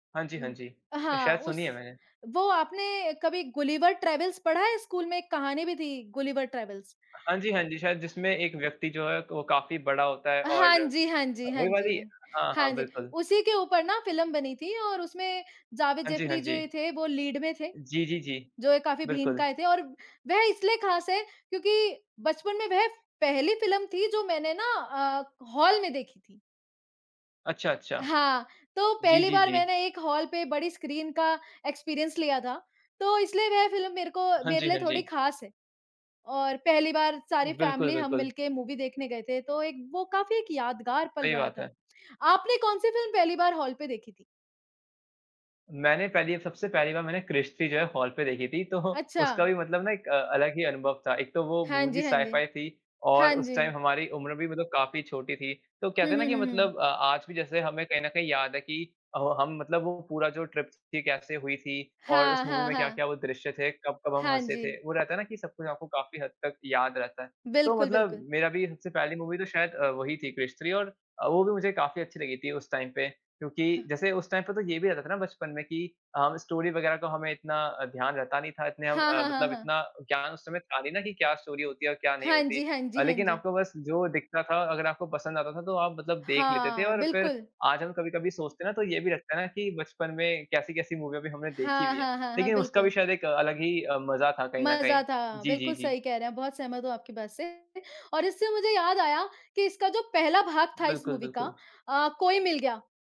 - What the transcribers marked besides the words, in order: in English: "लीड"; in English: "हॉल"; in English: "एक्सपीरियंस"; in English: "फैमिली"; in English: "मूवी"; in English: "हॉल"; laughing while speaking: "तो"; in English: "मूवी"; in English: "साइ-फाइ"; in English: "टाइम"; in English: "ट्रिप"; in English: "मूवी"; in English: "मूवी"; in English: "टाइम"; in English: "टाइम"; in English: "स्टोरी"; in English: "स्टोरी"; in English: "मूवी"; in English: "मूवी"
- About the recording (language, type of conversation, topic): Hindi, unstructured, आपके बचपन की सबसे यादगार फिल्म कौन सी थी?